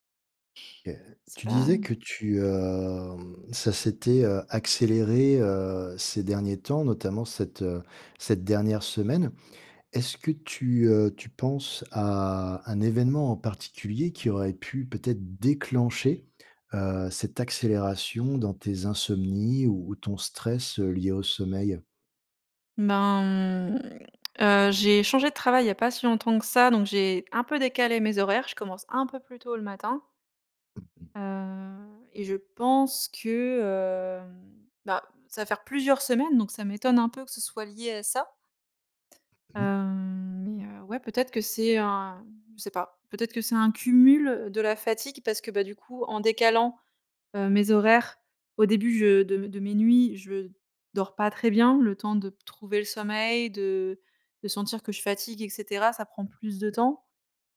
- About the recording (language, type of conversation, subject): French, advice, Comment décririez-vous votre insomnie liée au stress ?
- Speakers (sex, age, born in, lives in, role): female, 25-29, France, France, user; male, 45-49, France, France, advisor
- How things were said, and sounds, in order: drawn out: "hem"; stressed: "déclencher"; tapping; other background noise; drawn out: "hem"; drawn out: "Hem"